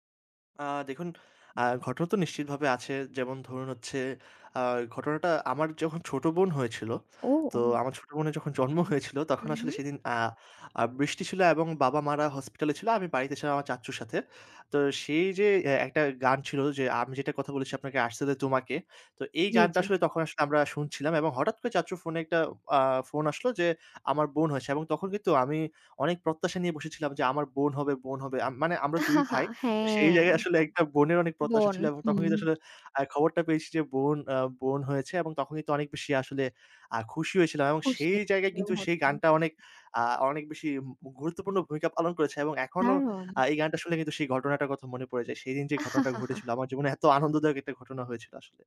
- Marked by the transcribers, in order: other background noise; tapping; "ছিলাম" said as "ছালাম"; other street noise; chuckle; chuckle
- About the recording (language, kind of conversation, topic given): Bengali, podcast, পুরনো কাসেট বা সিডি খুঁজে পেলে আপনার কেমন লাগে?